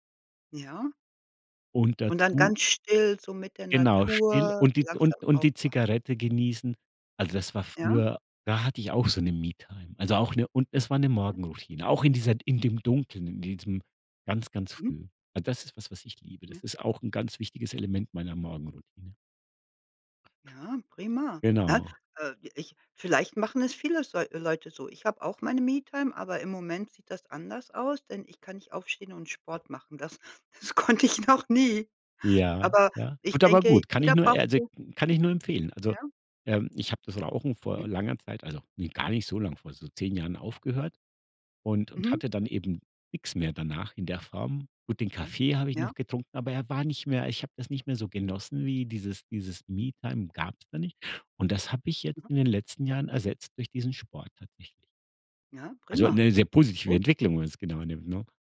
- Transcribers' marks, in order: laughing while speaking: "das konnte ich noch"
- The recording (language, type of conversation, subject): German, podcast, Wie sieht deine Morgenroutine aus?